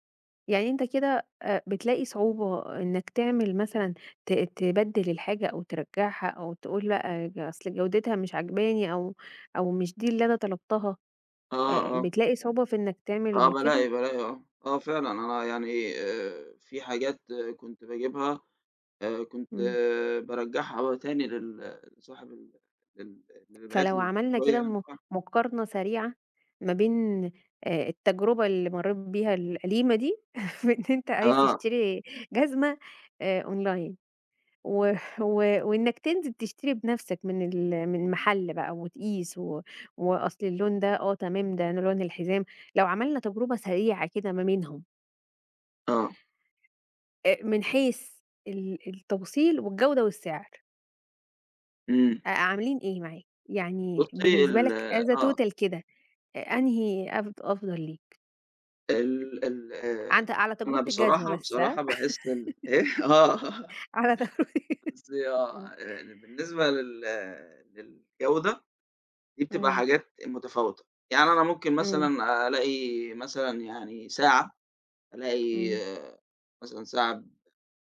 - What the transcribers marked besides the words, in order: unintelligible speech; chuckle; in English: "أونلاين"; in English: "as a total"; laughing while speaking: "إيه؟ آه"; laugh; other background noise; laughing while speaking: "على تجربة امم"; giggle
- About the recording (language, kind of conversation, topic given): Arabic, podcast, بتفضل تشتري أونلاين ولا من السوق؟ وليه؟